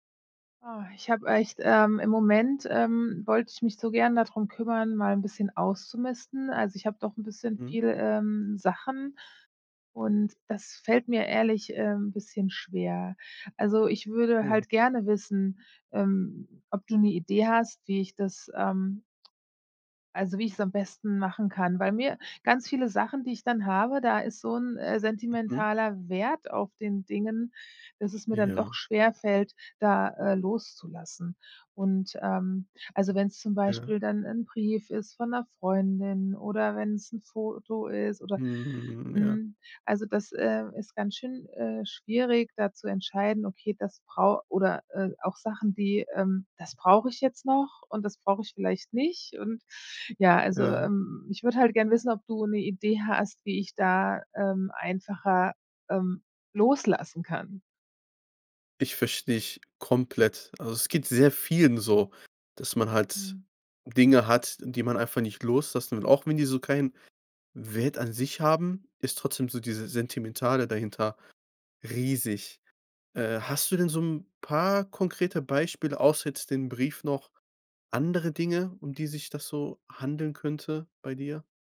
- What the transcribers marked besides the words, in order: none
- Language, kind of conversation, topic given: German, advice, Wie kann ich mit Überforderung beim Ausmisten sentimental aufgeladener Gegenstände umgehen?